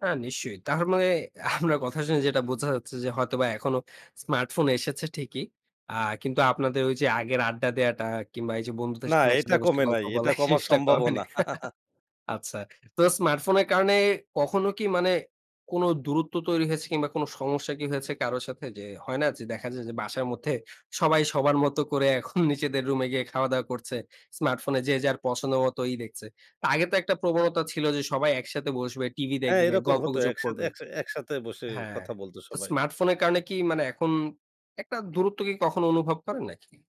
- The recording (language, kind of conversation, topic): Bengali, podcast, স্মার্টফোন আপনার দৈনন্দিন জীবন কীভাবে বদলে দিয়েছে?
- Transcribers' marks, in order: laughing while speaking: "এই জিনিসটা কমেনি"; chuckle